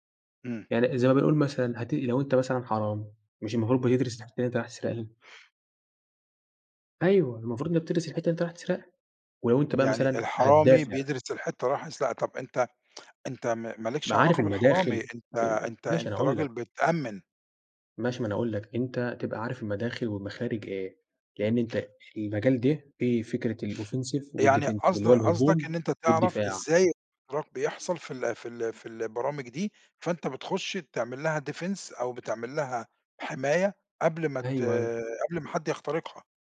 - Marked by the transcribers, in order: unintelligible speech; in English: "الoffensive والdefensive"; in English: "defense"
- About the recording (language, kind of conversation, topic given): Arabic, podcast, إيه أهم نصيحة ممكن تقولها لنفسك وإنت أصغر؟